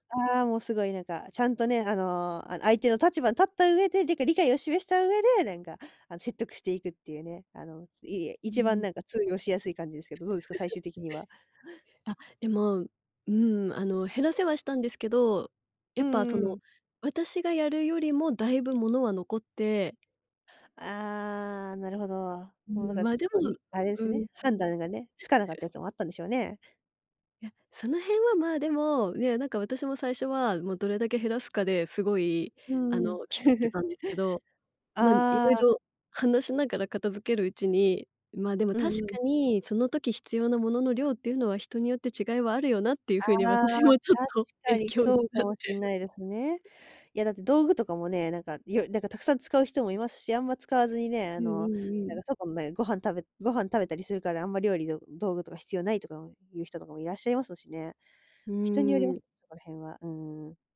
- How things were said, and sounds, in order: laugh; chuckle; chuckle; tapping
- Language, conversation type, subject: Japanese, podcast, 物を減らすとき、どんな基準で手放すかを決めていますか？